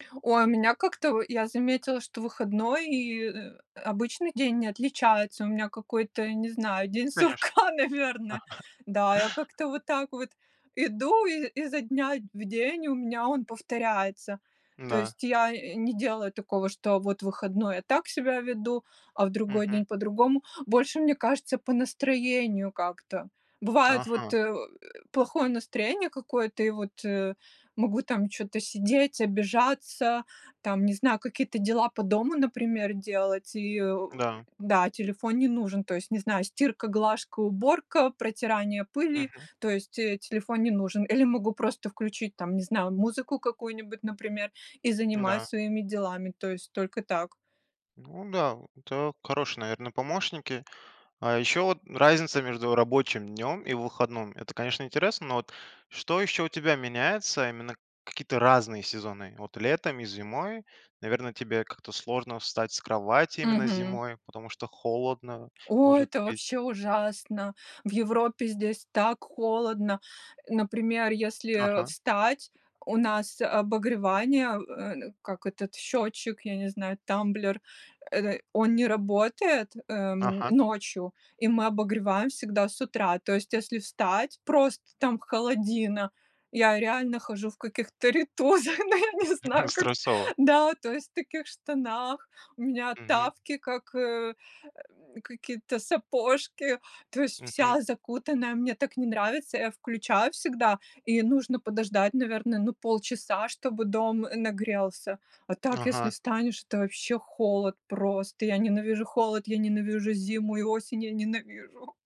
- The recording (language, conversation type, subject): Russian, podcast, Как начинается твой обычный день?
- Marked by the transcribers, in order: other noise; laughing while speaking: "сурка"; chuckle; tapping; grunt; other background noise; laughing while speaking: "рейтузах. Ну я не знаю, как"; chuckle